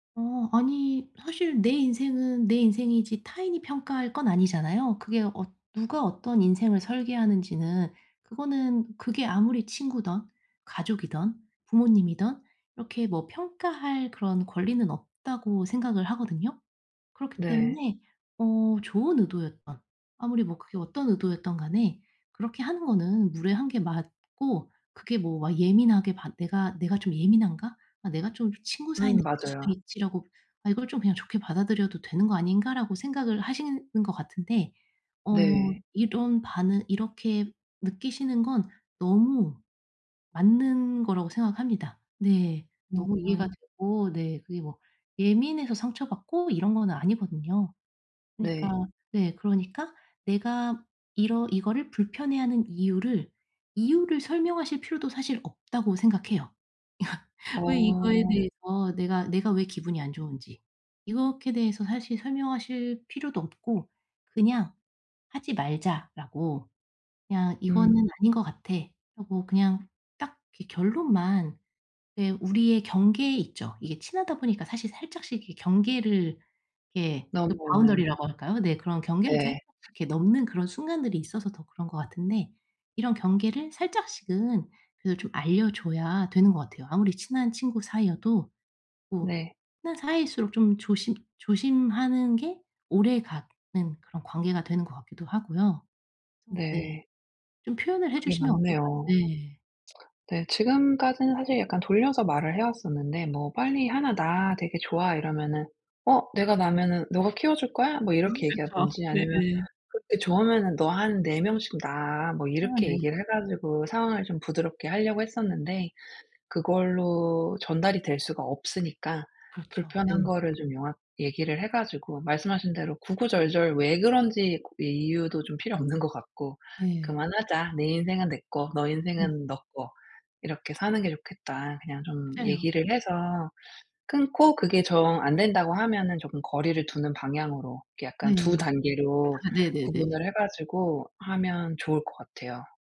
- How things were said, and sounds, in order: laugh; "이것에" said as "이거케"; in English: "바운더리라고"; tapping; other background noise; laughing while speaking: "아 그쵸"; laughing while speaking: "필요 없는"
- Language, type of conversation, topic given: Korean, advice, 어떻게 하면 타인의 무례한 지적을 개인적으로 받아들이지 않을 수 있을까요?
- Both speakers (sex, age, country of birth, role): female, 35-39, South Korea, advisor; female, 40-44, South Korea, user